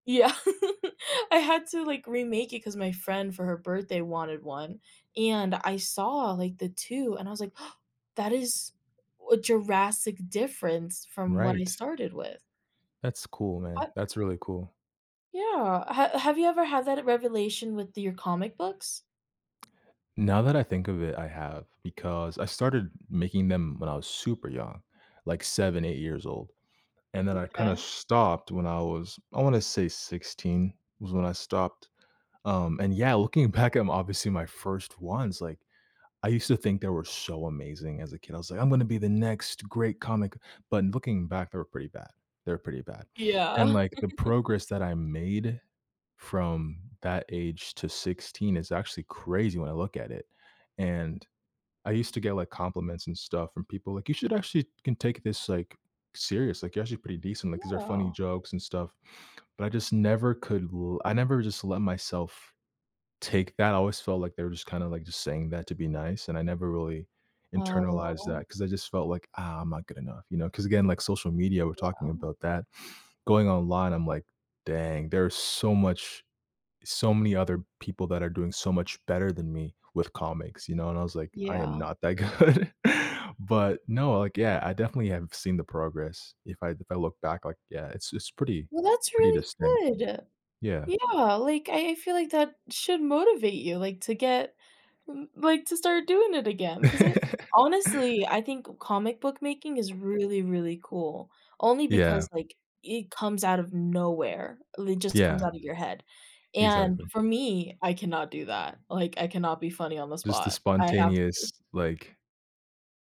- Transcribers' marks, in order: laugh; tapping; gasp; laughing while speaking: "back"; other background noise; chuckle; laughing while speaking: "good"; laugh
- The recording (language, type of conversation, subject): English, unstructured, Have you ever felt stuck making progress in a hobby?